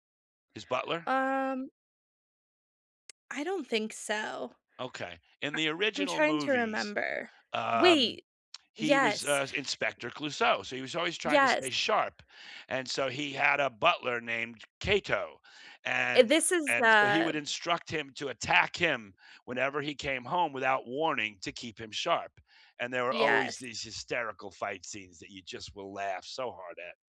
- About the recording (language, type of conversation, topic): English, unstructured, Which childhood cartoons still make you smile, and what memories do you love sharing about them?
- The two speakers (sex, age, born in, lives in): female, 30-34, United States, United States; male, 60-64, United States, United States
- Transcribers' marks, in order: other background noise